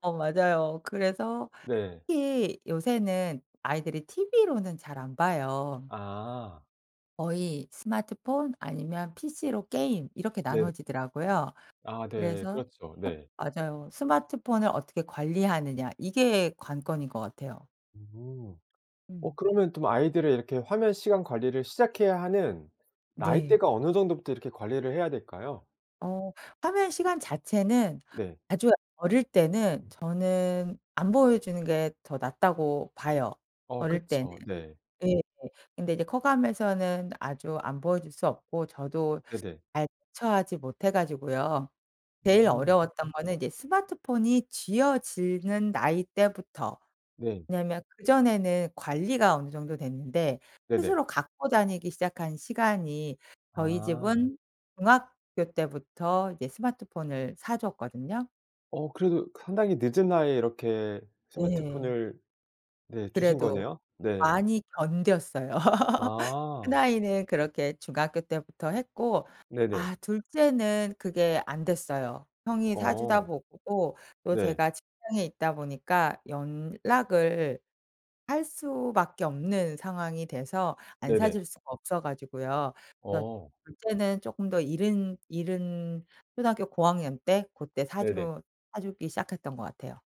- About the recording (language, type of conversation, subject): Korean, podcast, 아이들의 화면 시간을 어떻게 관리하시나요?
- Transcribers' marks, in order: other background noise; tapping; laugh